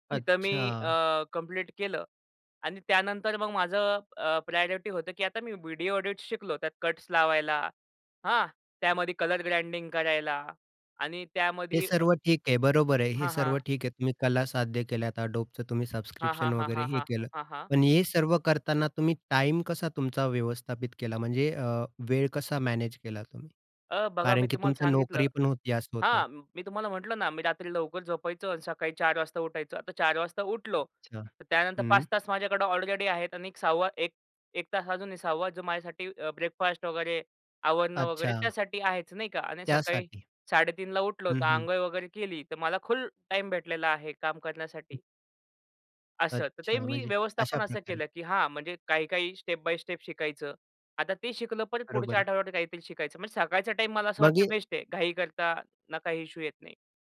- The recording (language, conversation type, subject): Marathi, podcast, आजीवन शिक्षणात वेळेचं नियोजन कसं करतोस?
- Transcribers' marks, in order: in English: "प्रायोरिटी"; tapping; other background noise; "फुल" said as "खुल"; in English: "स्टेप बाय स्टेप"